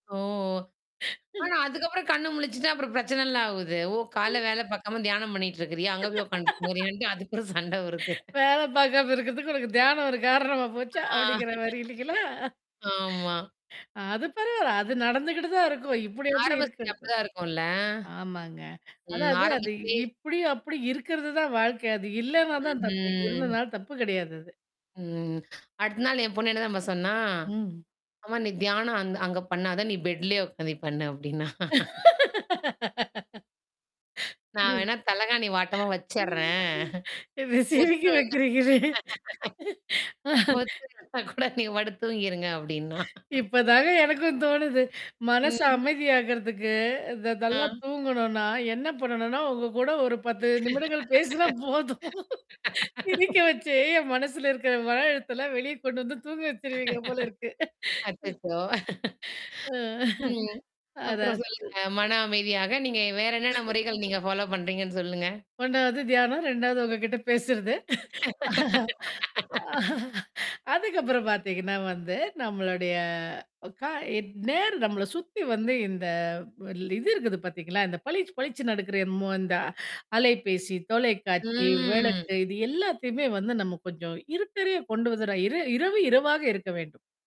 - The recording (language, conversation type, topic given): Tamil, podcast, மனம் அமைதியாக உறங்க நீங்கள் என்னென்ன முறைகளைப் பின்பற்றுகிறீர்கள்?
- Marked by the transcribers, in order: drawn out: "ஓ"; laugh; laugh; laughing while speaking: "அங்க போய் உட்காந்துட்டு போறியான்ட்டு அதுப்புறம் சண்டை வருது"; laugh; laughing while speaking: "வேல பாார்க்காம இருக்கிறதுக்கு உனக்கு தியானம் … இப்படி அப்படி இருக்கிறதுக்கு"; laugh; unintelligible speech; drawn out: "ம்"; drawn out: "ம்"; laughing while speaking: "பண்ணு அப்படின்னா"; laugh; laughing while speaking: "என்ன சிரிக்க வைக்கறீங்களே! ஆ"; laughing while speaking: "ஒத்து ஒத்து வந்த கூட நீங்க படுத்து தூங்கிருங்க அப்படின்னா"; unintelligible speech; laughing while speaking: "இப்பதாங்க எனக்கும் தோணுது. மனசு அமைதியாகறதுக்கு … உங்க கிட்ட பேசுறது"; laugh; laugh; laughing while speaking: "அச்சச்சோ! ம். ஓ! அப்புறம் சொல்லுங்க"; in English: "ஃபாலோ"; laugh; drawn out: "நம்மளுடைய"; drawn out: "ம்"